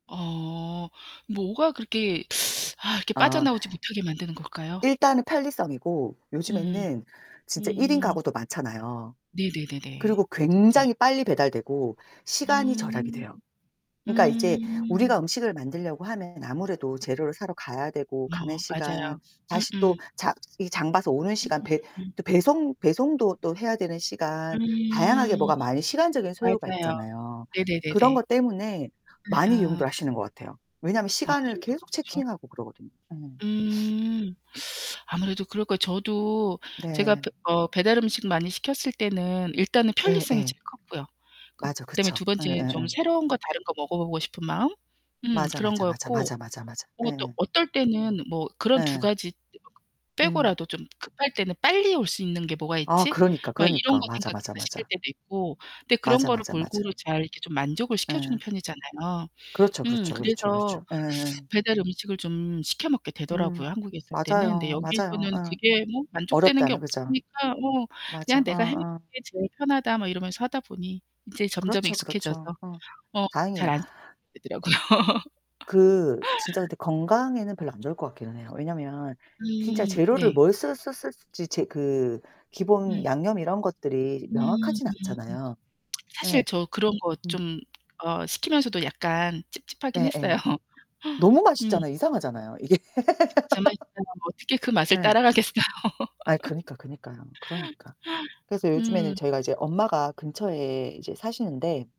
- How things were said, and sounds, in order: teeth sucking; distorted speech; other background noise; static; teeth sucking; sniff; laughing while speaking: "되더라고요"; laugh; lip smack; laughing while speaking: "했어요"; tapping; unintelligible speech; laughing while speaking: "이게"; laugh; laughing while speaking: "따라가겠어요"; laugh
- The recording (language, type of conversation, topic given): Korean, unstructured, 왜 우리는 음식을 배달로 자주 시켜 먹을까요?